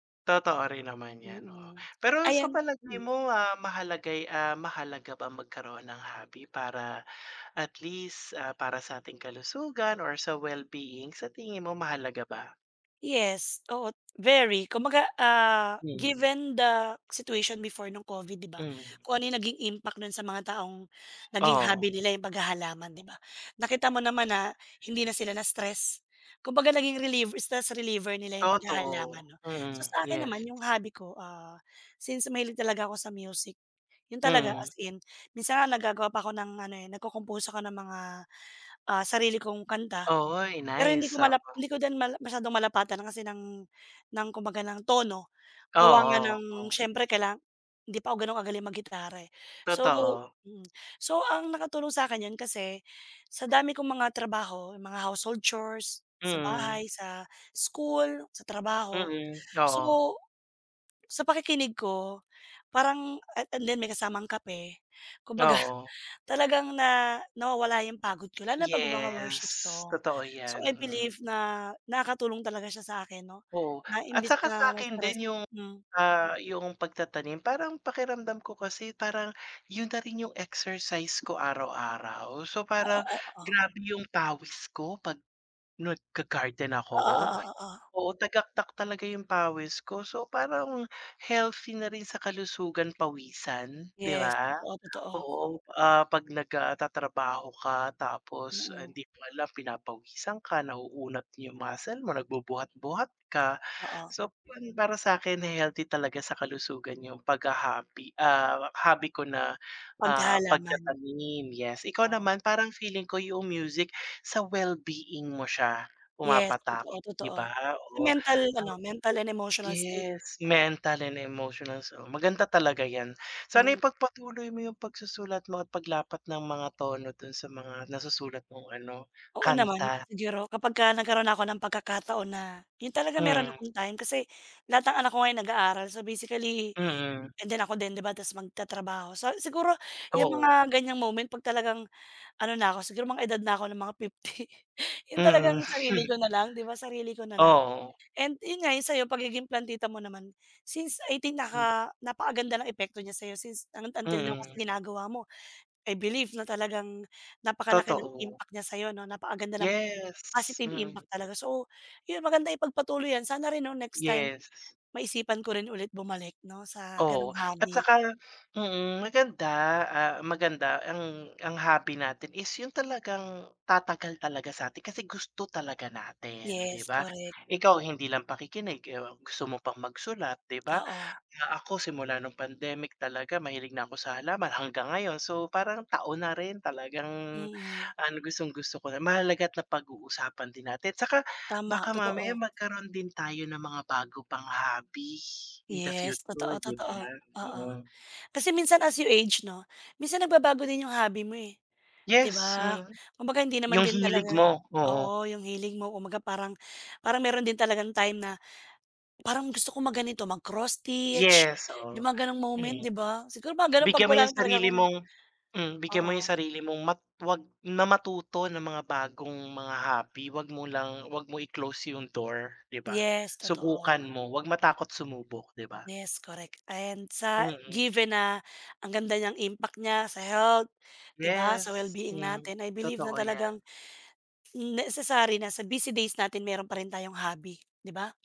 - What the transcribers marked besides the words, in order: in English: "given the situation before"; in English: "relieve stress reliever"; in English: "household chores"; laughing while speaking: "kumbaga"; in English: "worship song. So, I believe"; in English: "well-being"; "siguro" said as "sigiro"; laughing while speaking: "fifty"; laugh
- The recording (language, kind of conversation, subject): Filipino, unstructured, Ano ang pinaka-kasiya-siyang bahagi ng pagkakaroon ng libangan?